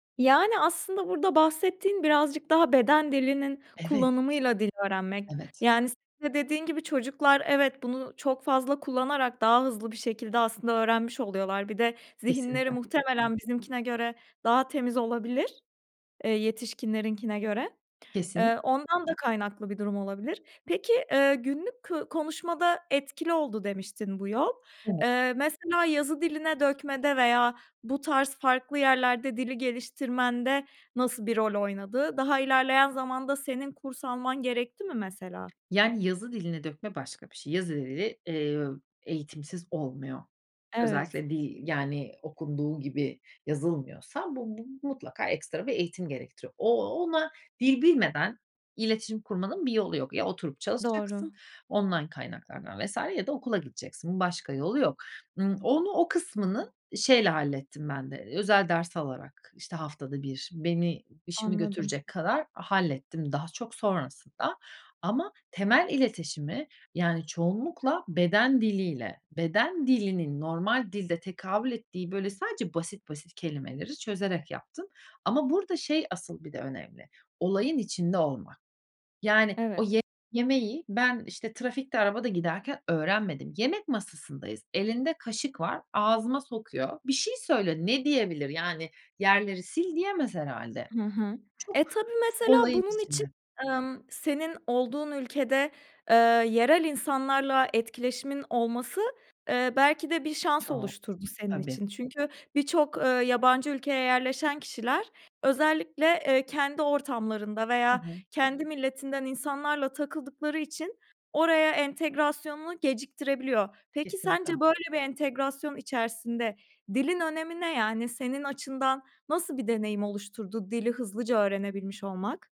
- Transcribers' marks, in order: other background noise; tapping
- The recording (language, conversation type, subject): Turkish, podcast, Dil bilmeden nasıl iletişim kurabiliriz?